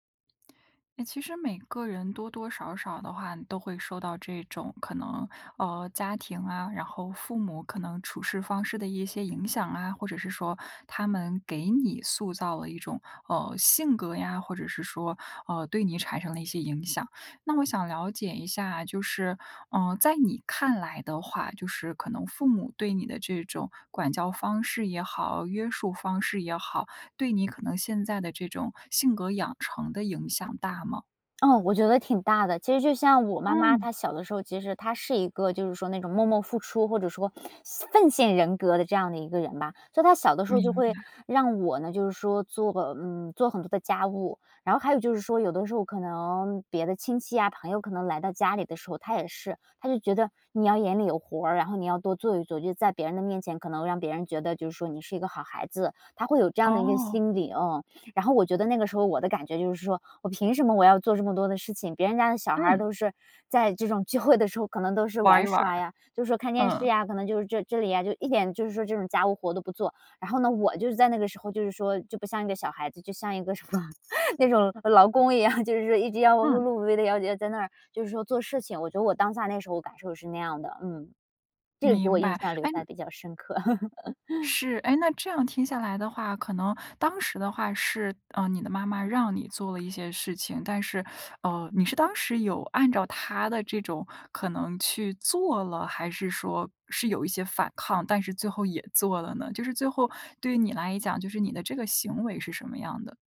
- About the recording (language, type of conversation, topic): Chinese, podcast, 你觉得父母的管教方式对你影响大吗？
- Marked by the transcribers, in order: laughing while speaking: "什么，那种 劳工一样"; other background noise; laugh